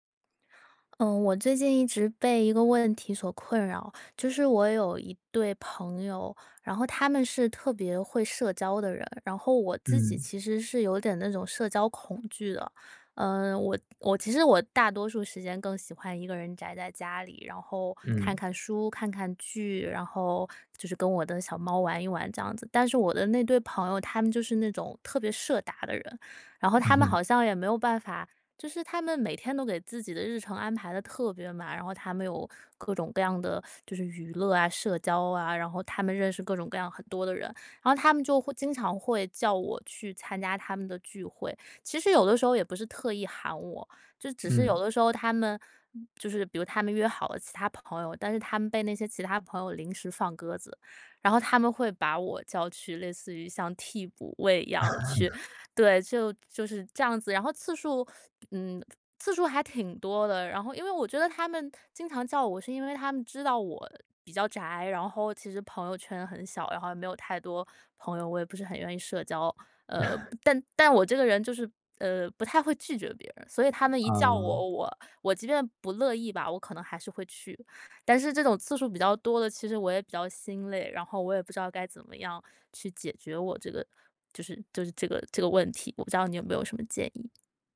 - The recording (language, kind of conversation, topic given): Chinese, advice, 被强迫参加朋友聚会让我很疲惫
- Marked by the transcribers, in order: tapping; other background noise; laughing while speaking: "位"; laugh; teeth sucking; laugh